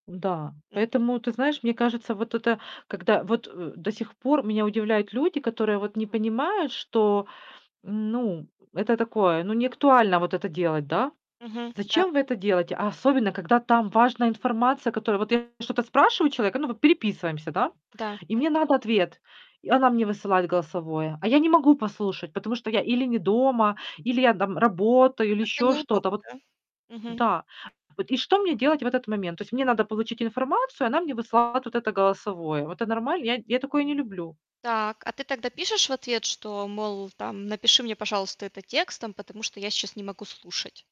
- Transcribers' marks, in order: other background noise; distorted speech; static; tapping
- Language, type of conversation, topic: Russian, podcast, Как вы реагируете на длинные голосовые сообщения?